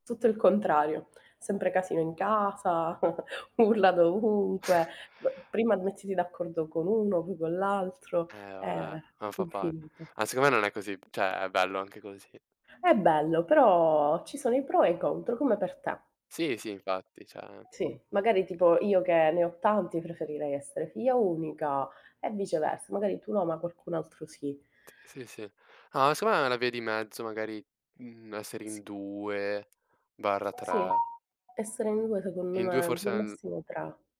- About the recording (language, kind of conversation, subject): Italian, unstructured, Qual è il tuo ricordo d’infanzia più felice?
- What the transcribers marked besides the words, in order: giggle; laughing while speaking: "urla dovunque"; chuckle; other noise; "cioè" said as "ceh"; other background noise; alarm; "cioè" said as "ceh"; tapping; "secondo" said as "seo"